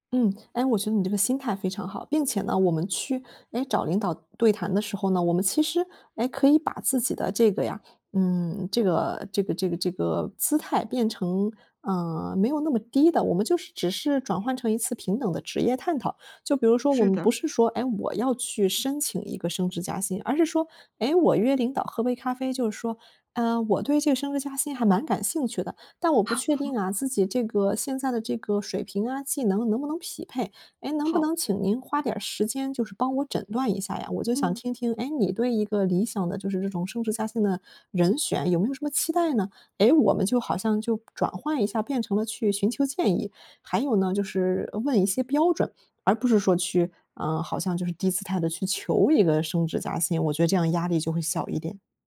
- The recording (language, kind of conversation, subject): Chinese, advice, 你担心申请晋升或换工作会被拒绝吗？
- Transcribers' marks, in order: chuckle